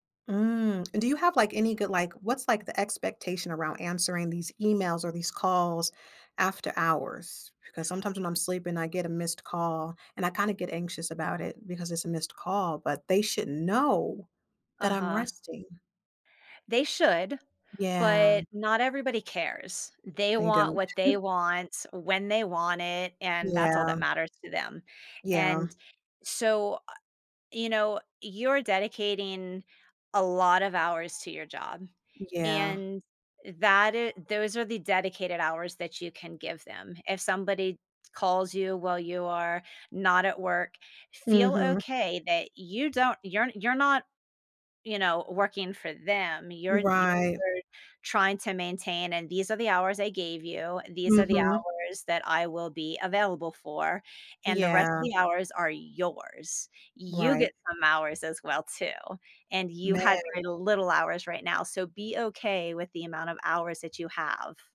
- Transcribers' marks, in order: stressed: "know"; chuckle; other background noise
- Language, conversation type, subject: English, advice, How can I set clear boundaries to balance work and family time?